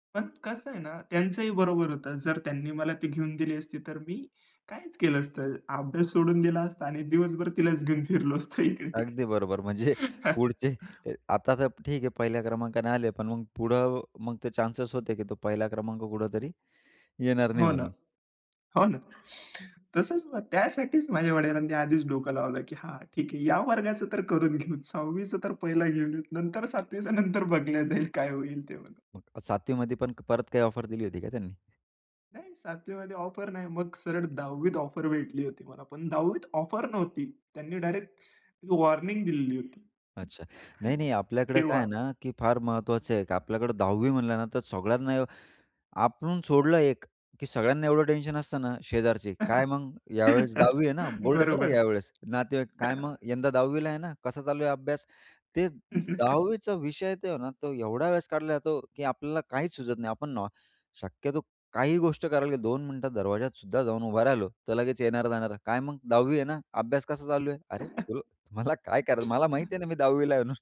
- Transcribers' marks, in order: tapping; laughing while speaking: "फिरलो असतो इकडे-तिकडे"; chuckle; laugh; laughing while speaking: "सहावी चं तर पहिलं घेऊन … काय होईल ते"; in English: "वॉर्निंग"; chuckle; other background noise; laugh; chuckle; chuckle; laughing while speaking: "तुम्हाला काय करायचं, मला माहीत आहे ना, मी दहावी ला आहे म्हणून"; chuckle
- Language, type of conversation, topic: Marathi, podcast, मुलांवरच्या अपेक्षांमुळे तणाव कसा निर्माण होतो?